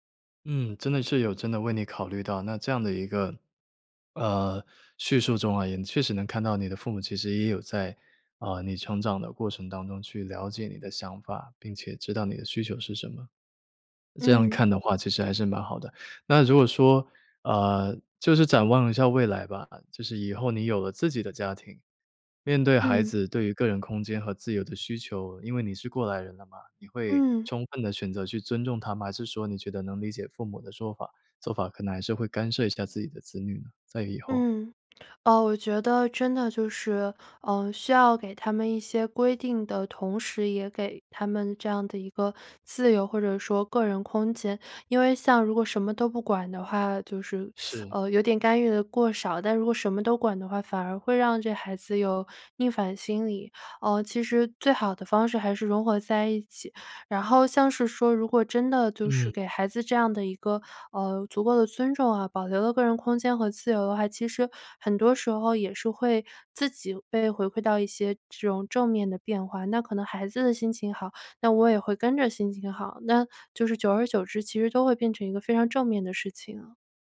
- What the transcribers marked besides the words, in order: teeth sucking
- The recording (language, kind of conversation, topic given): Chinese, podcast, 如何在家庭中保留个人空间和自由？